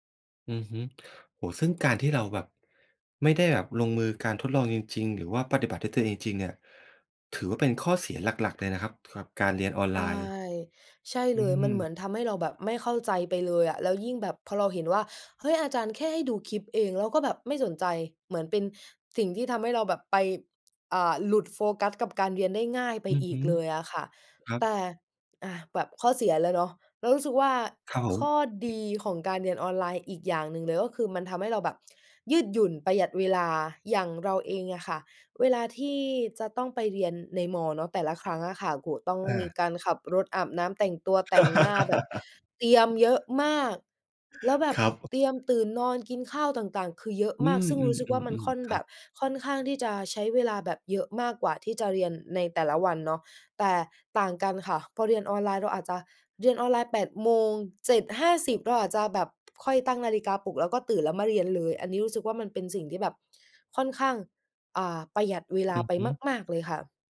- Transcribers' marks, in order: tapping; laugh
- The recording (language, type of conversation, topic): Thai, podcast, เรียนออนไลน์กับเรียนในห้องเรียนต่างกันอย่างไรสำหรับคุณ?